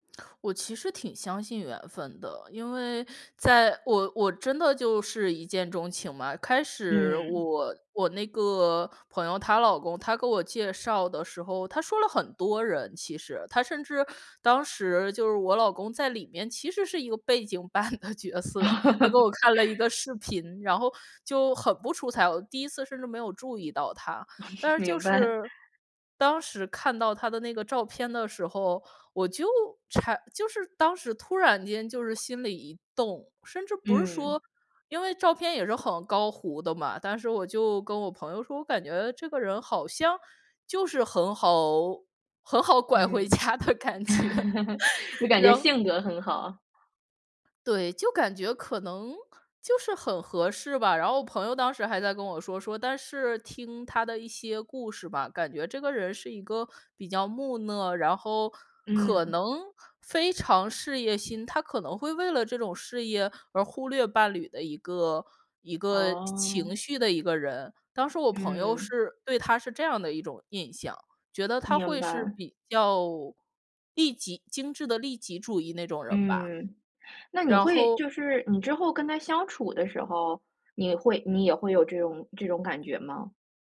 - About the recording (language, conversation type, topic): Chinese, podcast, 你能讲讲你第一次遇见未来伴侣的故事吗？
- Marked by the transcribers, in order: tongue click; other background noise; laughing while speaking: "板"; chuckle; chuckle; laughing while speaking: "明白"; laughing while speaking: "很好拐回家的感觉"; chuckle